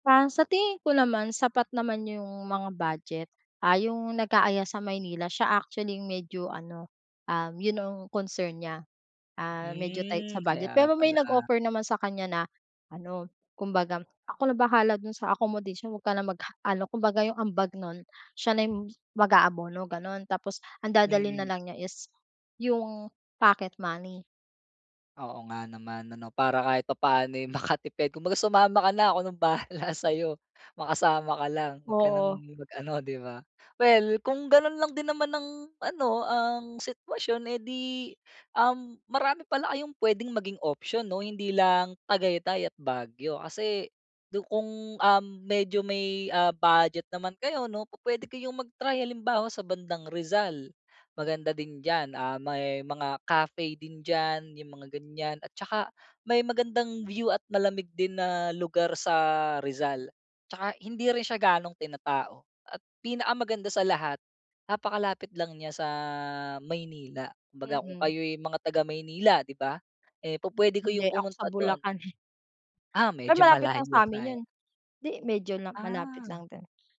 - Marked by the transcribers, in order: tapping; laughing while speaking: "makatipid"; laughing while speaking: "bahala"
- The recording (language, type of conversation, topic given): Filipino, advice, Paano namin masisiyahan ang selebrasyon kahit magkakaiba ang gusto ng bawat isa sa grupo?
- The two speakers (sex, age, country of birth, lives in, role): female, 25-29, Philippines, Philippines, user; male, 30-34, Philippines, Philippines, advisor